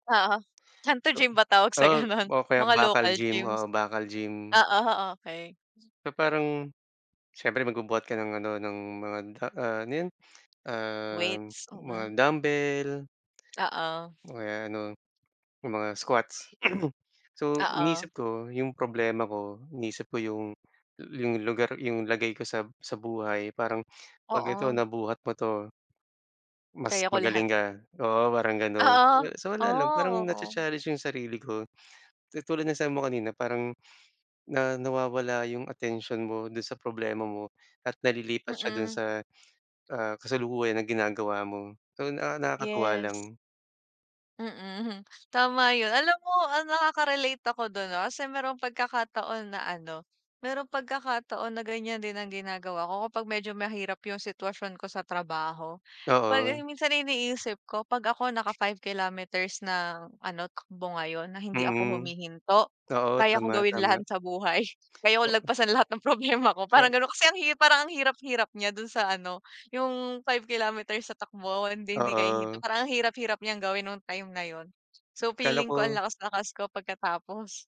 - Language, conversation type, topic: Filipino, unstructured, Ano ang mga positibong epekto ng regular na pag-eehersisyo sa kalusugang pangkaisipan?
- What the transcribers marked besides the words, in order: laughing while speaking: "gano'n"; other background noise; throat clearing; sniff; other noise; laughing while speaking: "problema ko"